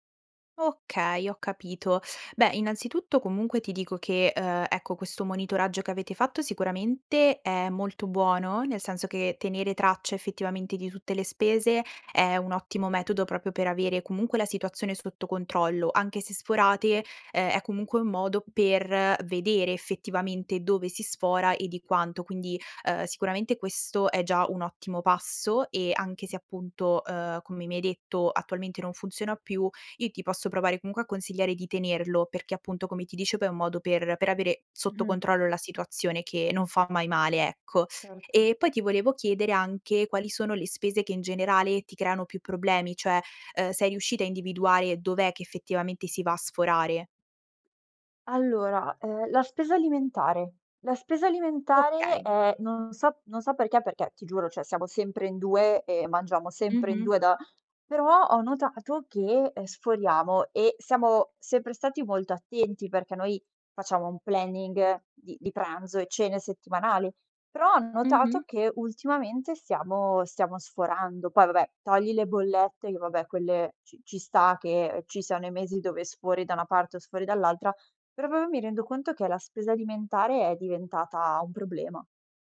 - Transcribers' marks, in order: "dicevo" said as "diceo"; "cioè" said as "ceh"; tapping; "proprio" said as "propio"
- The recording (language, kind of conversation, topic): Italian, advice, Come posso gestire meglio un budget mensile costante se faccio fatica a mantenerlo?